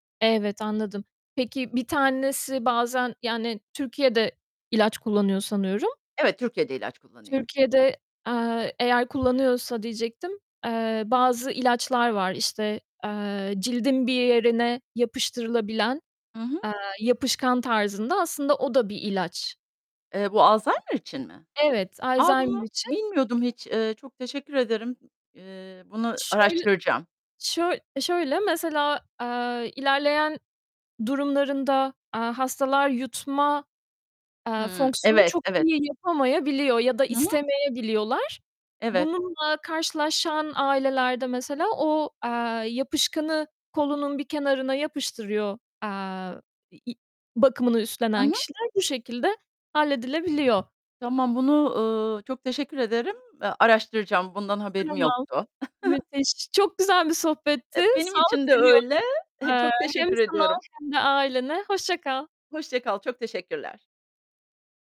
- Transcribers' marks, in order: static; tapping; distorted speech; other background noise; giggle
- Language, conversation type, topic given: Turkish, podcast, İleri yaştaki aile üyelerinin bakımını nasıl planlarsınız?